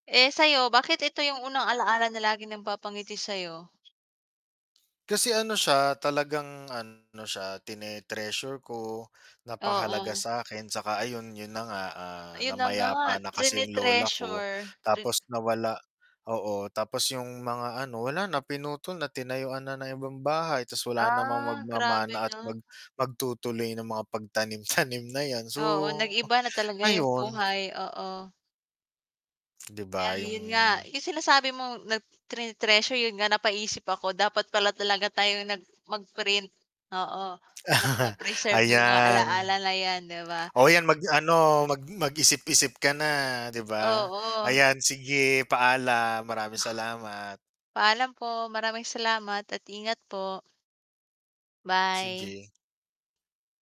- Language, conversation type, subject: Filipino, unstructured, Ano ang unang alaala mo na palaging nagpapangiti sa iyo?
- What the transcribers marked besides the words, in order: static; other background noise; distorted speech; laughing while speaking: "pagtanim-tanim"; chuckle